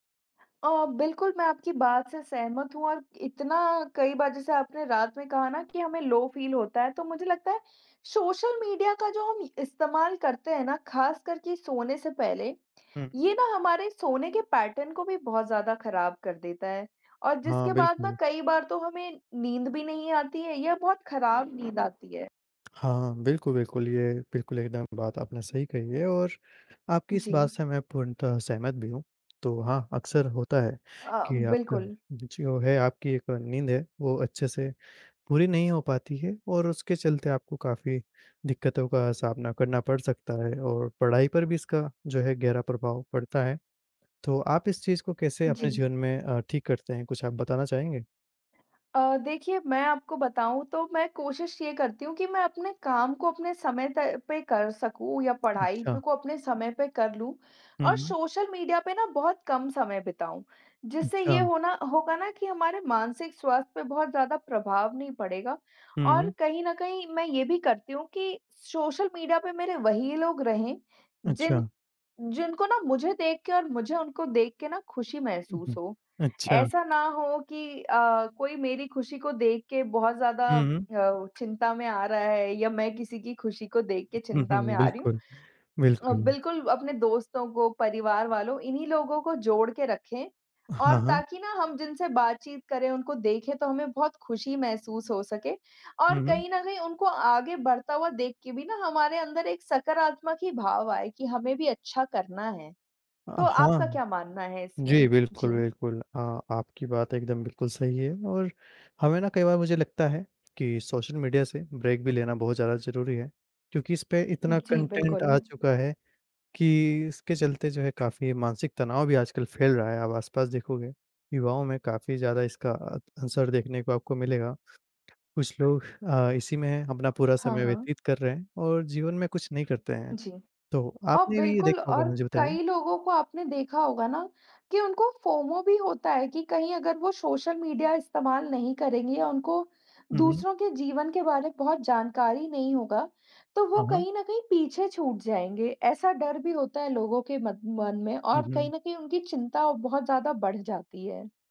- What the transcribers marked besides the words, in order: in English: "लो फ़ील"; in English: "पैटर्न"; tapping; other background noise; chuckle; in English: "ब्रेक"; in English: "कंटेंट"; in English: "फोमो"
- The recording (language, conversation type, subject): Hindi, unstructured, क्या सोशल मीडिया का आपकी मानसिक सेहत पर असर पड़ता है?